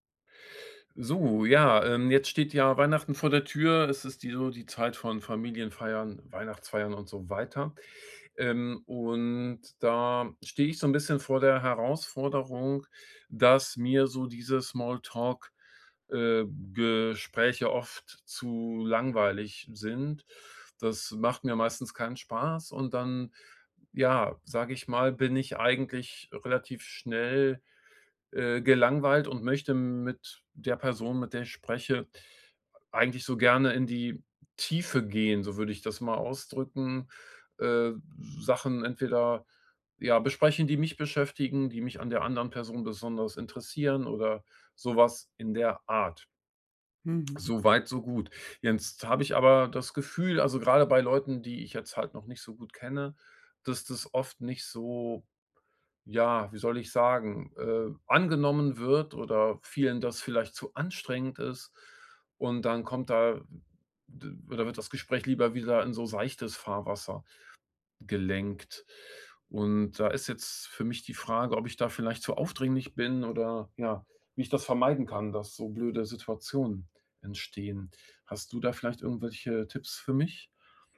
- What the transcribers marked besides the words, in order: other background noise
- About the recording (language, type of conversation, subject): German, advice, Wie kann ich Gespräche vertiefen, ohne aufdringlich zu wirken?